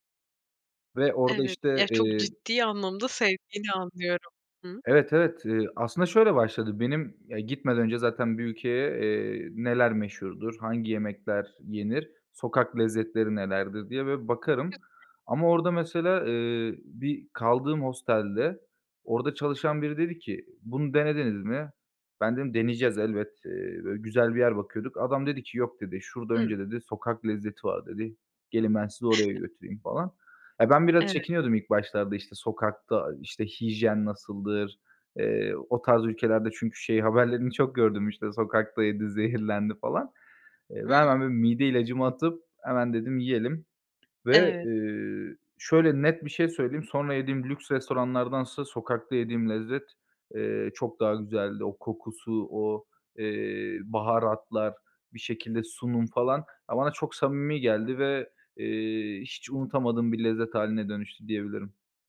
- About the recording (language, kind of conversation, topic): Turkish, podcast, En unutamadığın yemek keşfini anlatır mısın?
- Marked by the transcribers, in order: unintelligible speech; other background noise